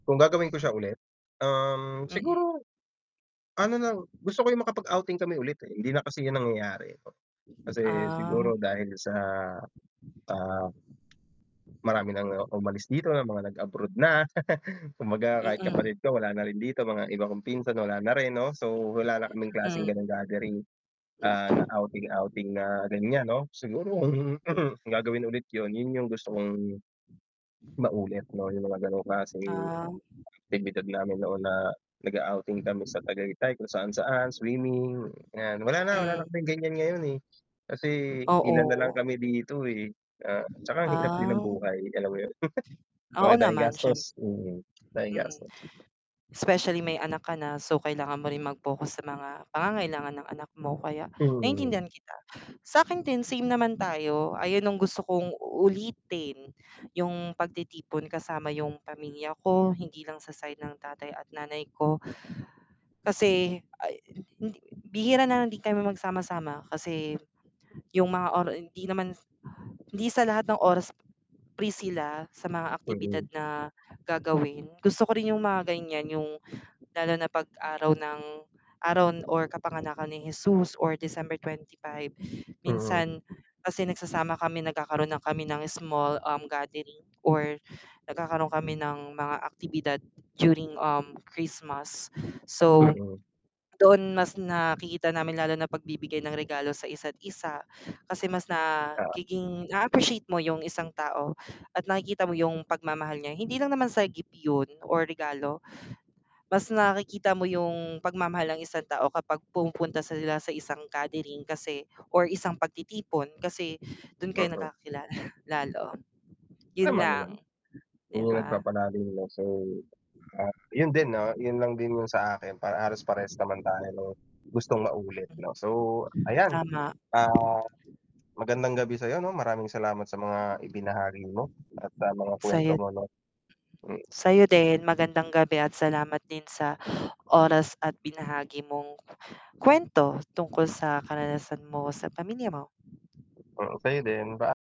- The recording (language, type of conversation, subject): Filipino, unstructured, Ano ang karanasan mo kasama ang pamilya na pinaka-naaalala mo?
- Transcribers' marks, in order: static; other noise; wind; tapping; chuckle; breath; throat clearing; distorted speech; other background noise; chuckle; tongue click; exhale